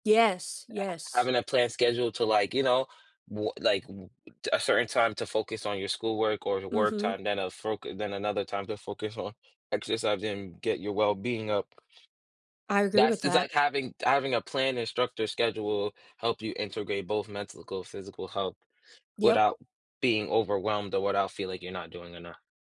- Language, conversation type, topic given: English, unstructured, How can we find a healthy balance between caring for our minds and our bodies?
- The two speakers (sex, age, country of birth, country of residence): female, 25-29, United States, United States; male, 18-19, United States, United States
- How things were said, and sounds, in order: other background noise; tapping